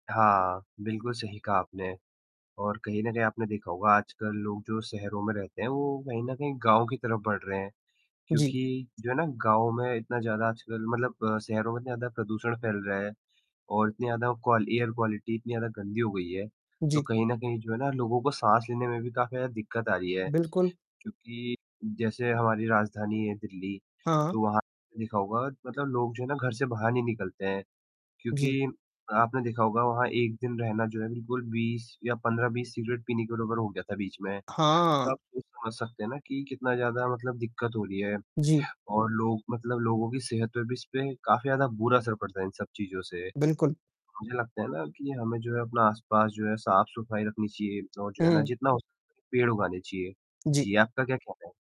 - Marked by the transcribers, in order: static; in English: "क्वाल एयर क्वालिटी"; tapping; distorted speech
- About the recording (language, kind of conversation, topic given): Hindi, unstructured, घर पर कचरा कम करने के लिए आप क्या करते हैं?